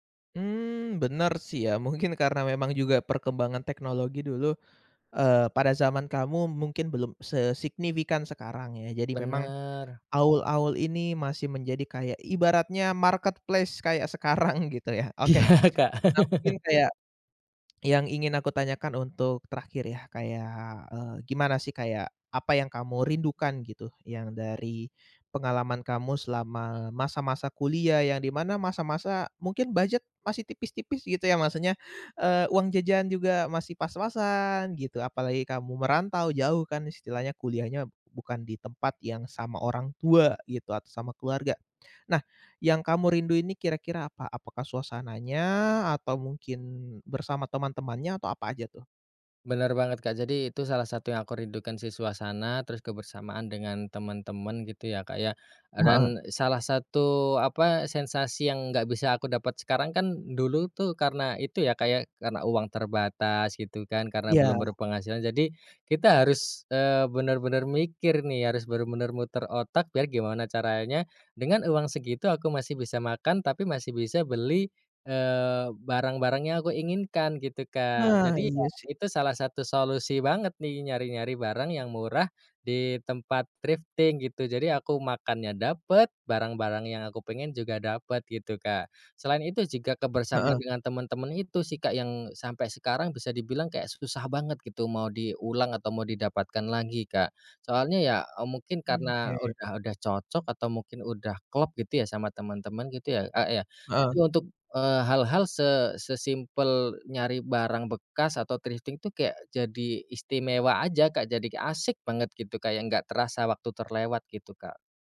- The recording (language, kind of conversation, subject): Indonesian, podcast, Apa kamu pernah membeli atau memakai barang bekas, dan bagaimana pengalamanmu saat berbelanja barang bekas?
- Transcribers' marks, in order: in English: "marketplace"; laughing while speaking: "sekarang"; laughing while speaking: "Iya"; laugh; tapping; in English: "thrifting"; other background noise; in English: "thrifting"